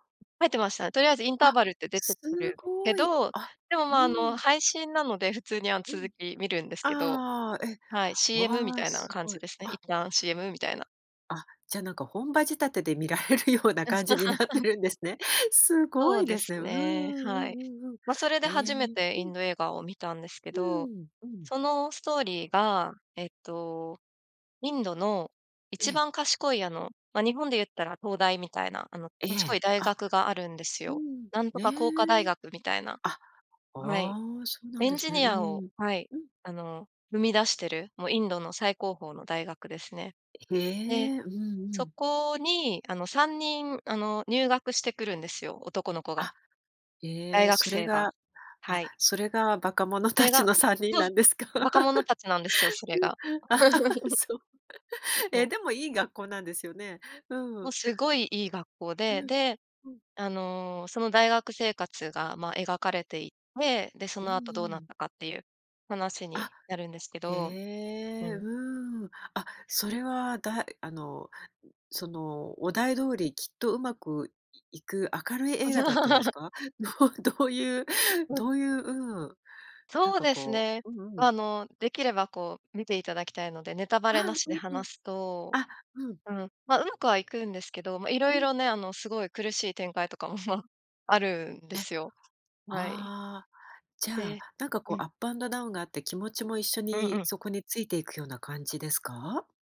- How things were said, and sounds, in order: laughing while speaking: "見られるような感じになってるんですね"; laugh; laughing while speaking: "馬鹿者たちの さんにん なんですか？うん。そう"; laugh; laugh
- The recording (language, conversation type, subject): Japanese, podcast, 好きな映画にまつわる思い出を教えてくれますか？